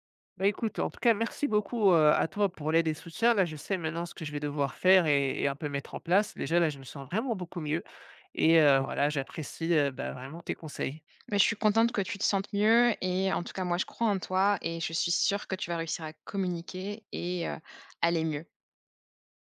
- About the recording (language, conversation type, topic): French, advice, Comment décririez-vous un changement majeur de rôle ou de responsabilités au travail ?
- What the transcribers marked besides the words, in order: none